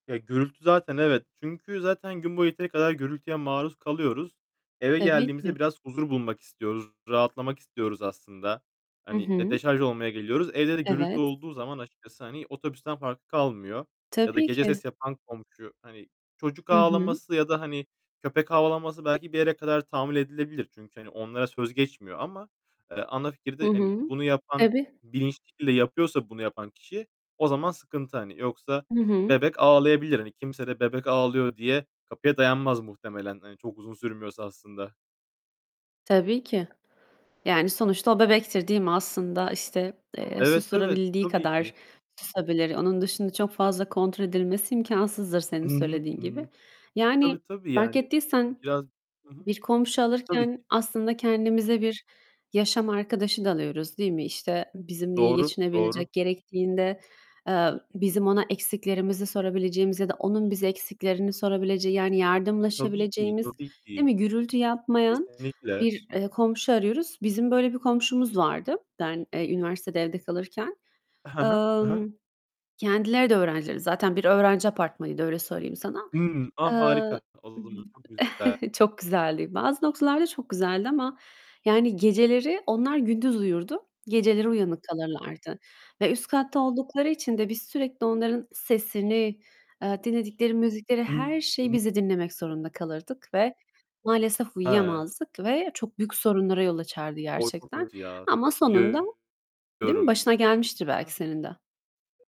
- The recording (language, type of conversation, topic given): Turkish, unstructured, Sizce iyi bir komşu nasıl olmalı?
- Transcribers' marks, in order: tapping; distorted speech; static; other background noise; chuckle; unintelligible speech; unintelligible speech